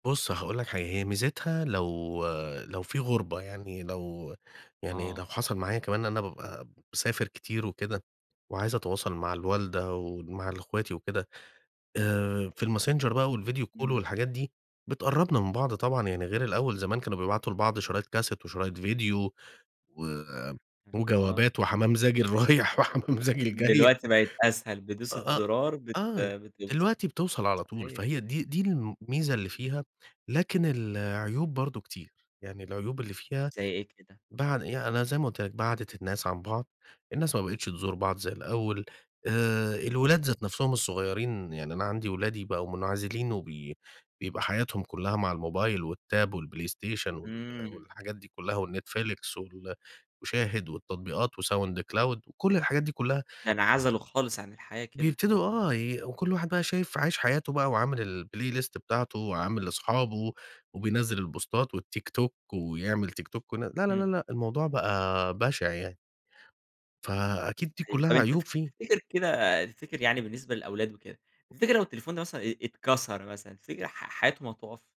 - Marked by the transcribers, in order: in English: "والvideo call"; laughing while speaking: "وحمام زاجِل رايِح وحمام زاجِل جايه"; unintelligible speech; in English: "والtab"; in English: "الplaylist"; in English: "البوستات"; unintelligible speech; other background noise
- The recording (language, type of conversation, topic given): Arabic, podcast, إزاي السوشال ميديا أثرت على علاقتنا بالناس؟